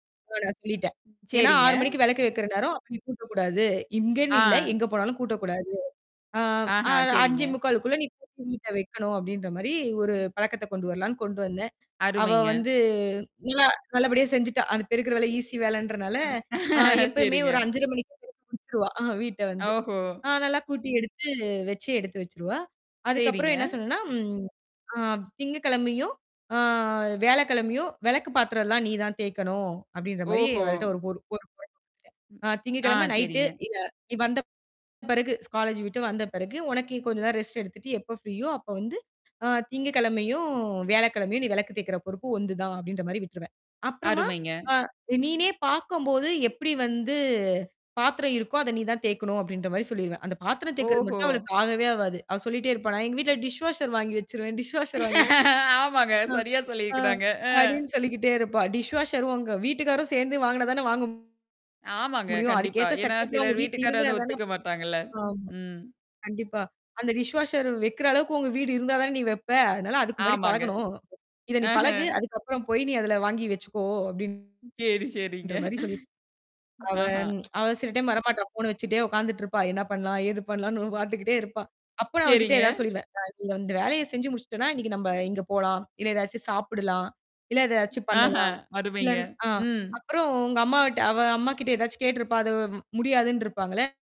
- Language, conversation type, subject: Tamil, podcast, வீட்டு வேலைகளில் குழந்தைகள் பங்கேற்கும்படி நீங்கள் எப்படிச் செய்வீர்கள்?
- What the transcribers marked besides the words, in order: other noise; distorted speech; laugh; drawn out: "ஆ"; unintelligible speech; in English: "ரெஸ்டட்"; in English: "ஃப்ரீயோ"; "உன்து" said as "ஒன்து"; in English: "டிஷ் வாஷர்"; in English: "டிஷ் வாஷர்"; laugh; laughing while speaking: "ஆமாங்க. சரியா சொல்லி இருக்குறாங்க"; in English: "டிஷ் வாஷர்"; in English: "செட்டப்லாம்"; in English: "டிஷ் வாஷர்"; tsk; laughing while speaking: "சரி சரிங்க"; laughing while speaking: "ஏது பண்ணலாம்னு பாத்துகிட்டே இருப்பா"